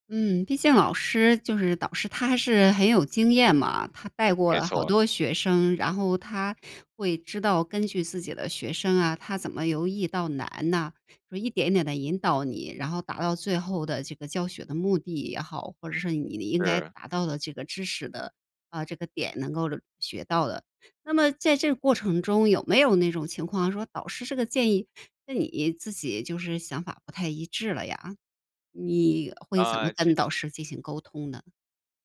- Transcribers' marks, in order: other background noise
- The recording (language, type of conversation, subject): Chinese, podcast, 你是怎样把导师的建议落地执行的?